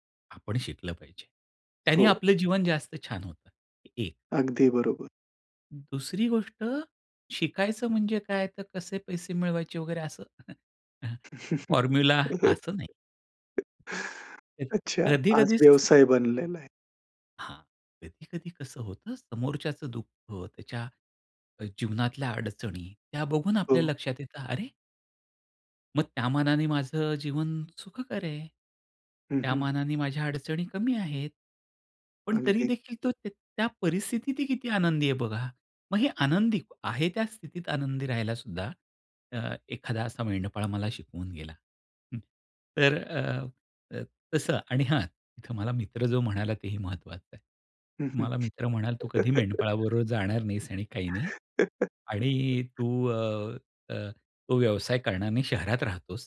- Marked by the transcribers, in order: tapping; chuckle; in English: "फॉर्म्युला"; chuckle; chuckle
- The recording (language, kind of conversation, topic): Marathi, podcast, तुमची जिज्ञासा कायम जागृत कशी ठेवता?